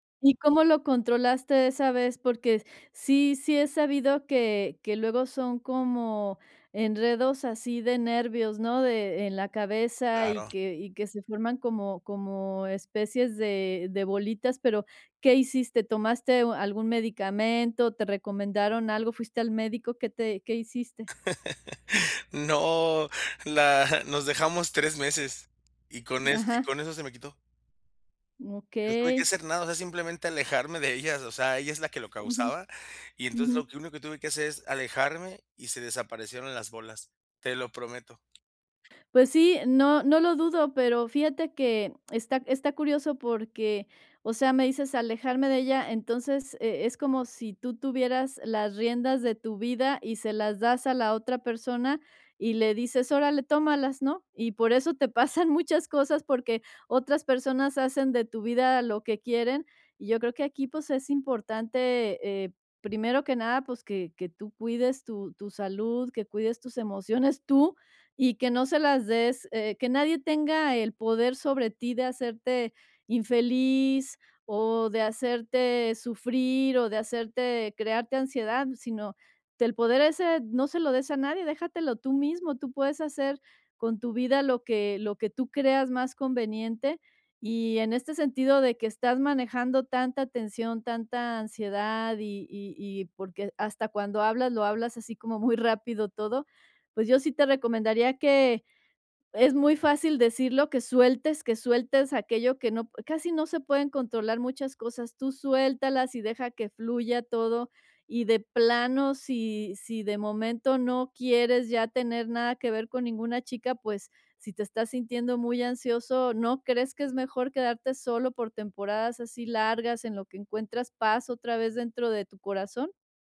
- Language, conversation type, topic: Spanish, advice, ¿Cómo puedo identificar y nombrar mis emociones cuando estoy bajo estrés?
- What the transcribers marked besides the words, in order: tapping; laugh; chuckle; other background noise